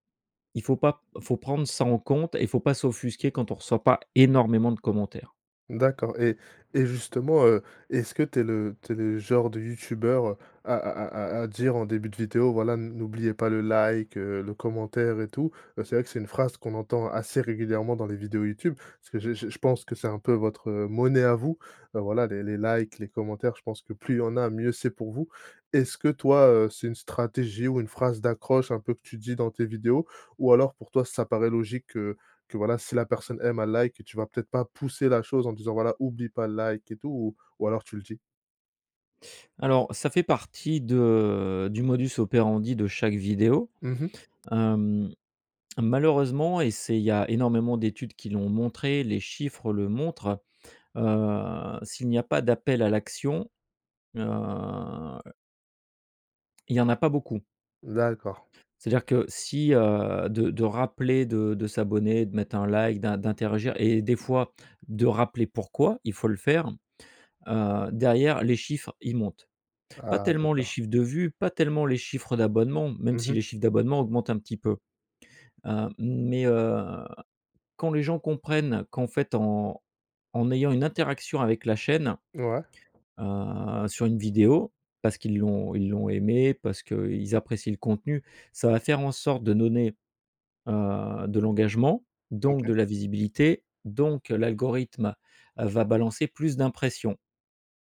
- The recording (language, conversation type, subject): French, podcast, Comment gères-tu les critiques quand tu montres ton travail ?
- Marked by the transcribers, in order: stressed: "énormément"; put-on voice: "like"; stressed: "monnaie"; put-on voice: "likes"; put-on voice: "like ?"; put-on voice: "like"; drawn out: "de"; tapping; drawn out: "heu"; put-on voice: "like"